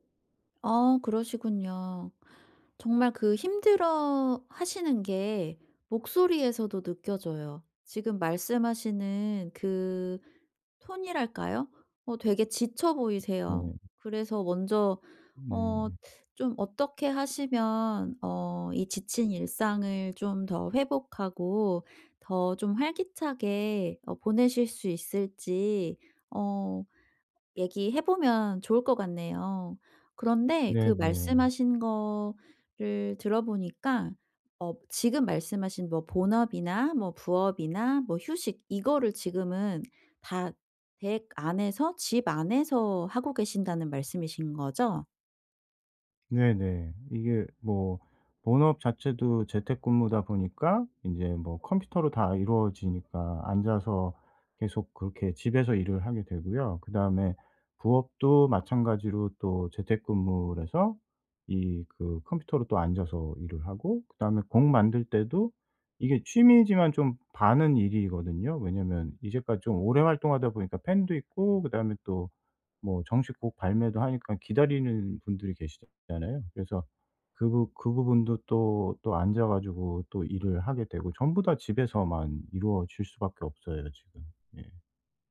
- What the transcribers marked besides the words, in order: other background noise; tapping
- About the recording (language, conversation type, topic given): Korean, advice, 일상에서 더 자주 쉴 시간을 어떻게 만들 수 있을까요?